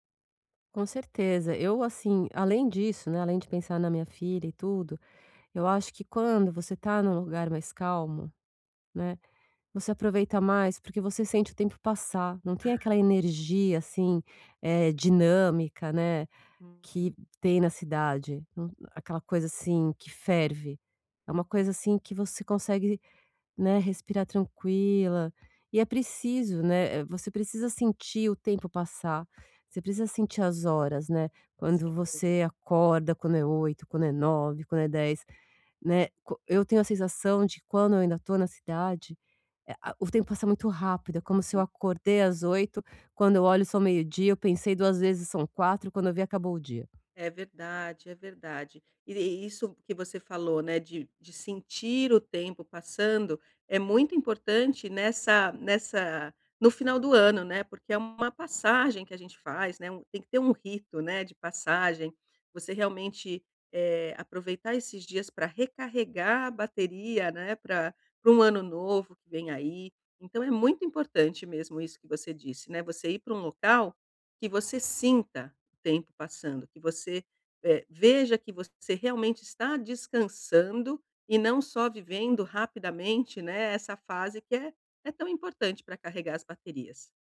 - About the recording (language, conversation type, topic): Portuguese, advice, Como conciliar planos festivos quando há expectativas diferentes?
- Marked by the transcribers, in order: none